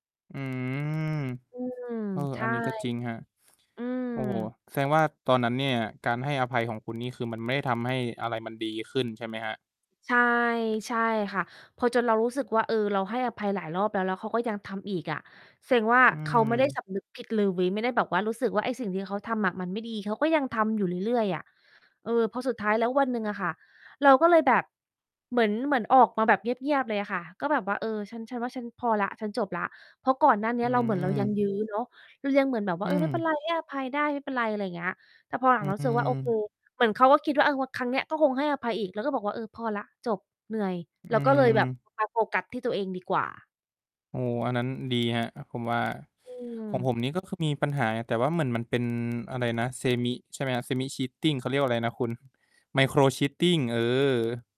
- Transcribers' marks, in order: distorted speech; other background noise; static; in English: "semi"; in English: "Semi-Cheating"; in English: "Micro-Cheating"
- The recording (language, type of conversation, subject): Thai, unstructured, คุณคิดว่าการให้อภัยช่วยคลี่คลายความขัดแย้งได้จริงไหม?